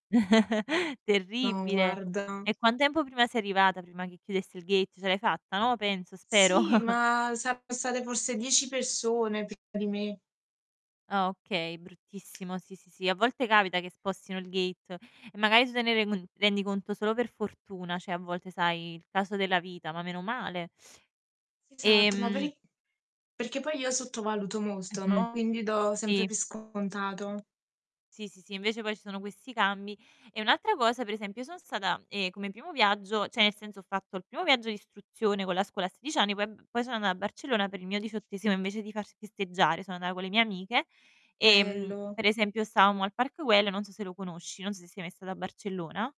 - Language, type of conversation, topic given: Italian, unstructured, Preferisci viaggiare da solo o in compagnia?
- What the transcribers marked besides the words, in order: chuckle; tapping; distorted speech; chuckle; "cioè" said as "ceh"; "cioè" said as "ceh"